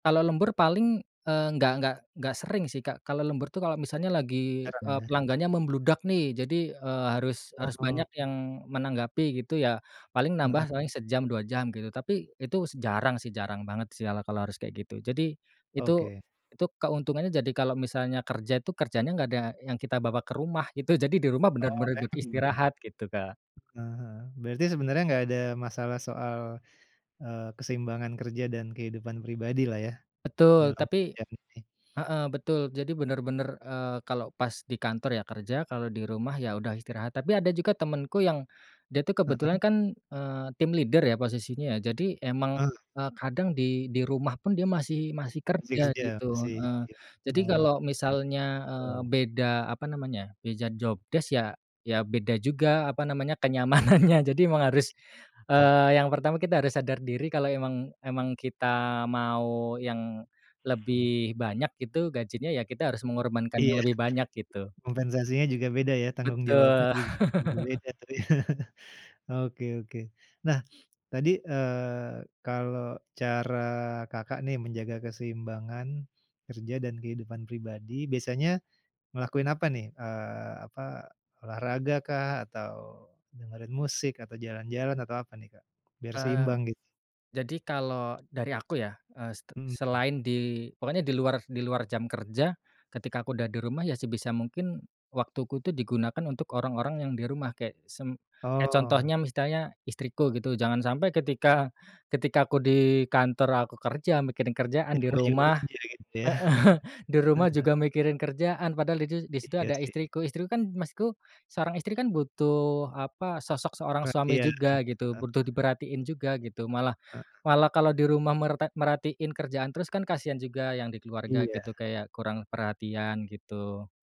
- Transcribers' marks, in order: other background noise; in English: "team leader"; unintelligible speech; in English: "job desc"; laughing while speaking: "kenyamanannya"; tapping; chuckle; unintelligible speech; chuckle; sniff; "misalnya" said as "mistalnya"; laughing while speaking: "heeh"; chuckle; "maksudku" said as "masku"
- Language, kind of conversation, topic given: Indonesian, podcast, Gimana cara kamu menjaga keseimbangan antara kerja dan kehidupan pribadi?